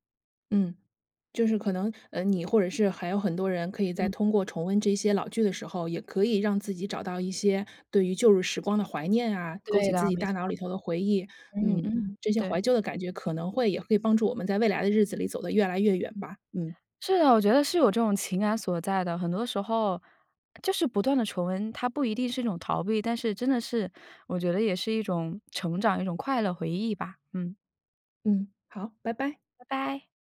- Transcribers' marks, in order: none
- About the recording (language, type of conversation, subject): Chinese, podcast, 为什么有些人会一遍又一遍地重温老电影和老电视剧？